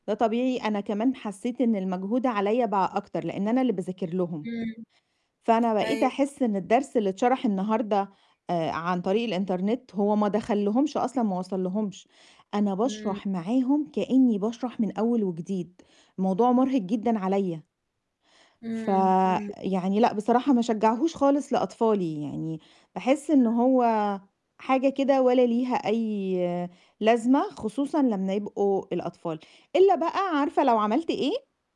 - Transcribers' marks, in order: tapping; static
- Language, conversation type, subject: Arabic, podcast, احكيلنا عن تجربتك في التعلّم أونلاين، كانت عاملة إيه؟